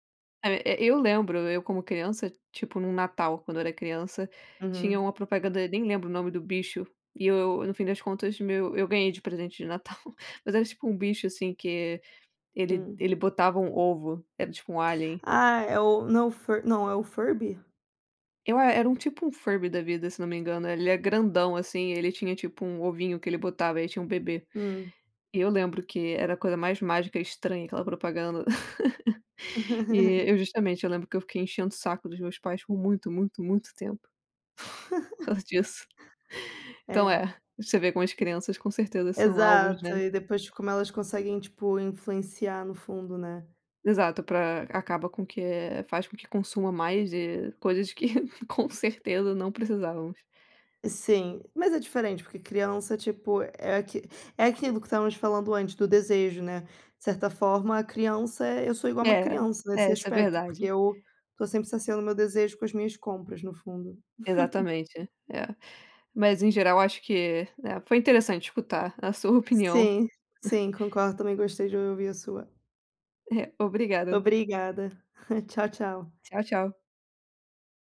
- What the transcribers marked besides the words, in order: chuckle; laugh; laugh; chuckle; other noise; laugh; chuckle; chuckle
- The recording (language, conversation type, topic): Portuguese, unstructured, Como você se sente quando alguém tenta te convencer a gastar mais?
- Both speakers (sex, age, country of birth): female, 25-29, Brazil; female, 30-34, Brazil